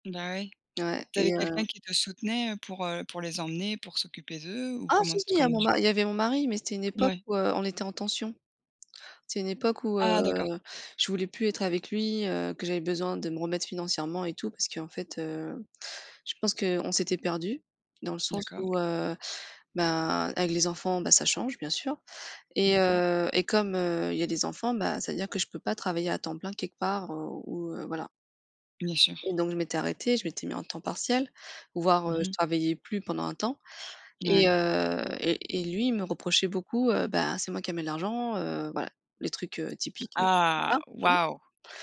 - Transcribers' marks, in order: tapping; surprised: "Ah waouh"; stressed: "Ah"
- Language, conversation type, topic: French, unstructured, Quelle est la plus grande leçon que vous avez apprise sur l’importance du repos ?